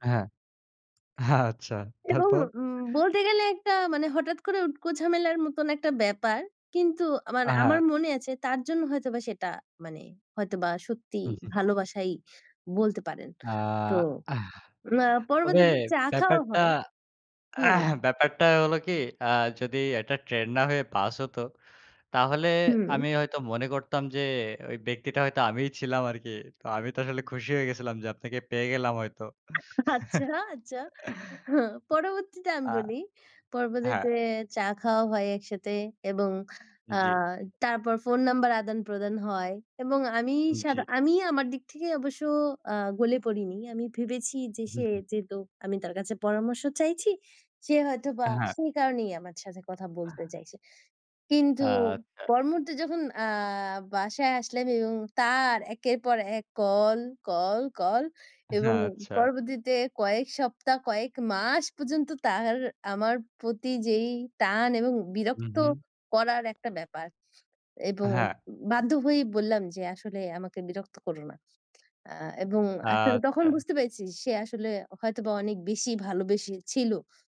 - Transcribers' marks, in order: laughing while speaking: "আচ্ছা তারপর?"; chuckle; throat clearing; chuckle; chuckle; tapping; chuckle
- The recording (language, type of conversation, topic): Bengali, unstructured, তোমার মতে ভালোবাসার সবচেয়ে সুন্দর মুহূর্ত কোনটি?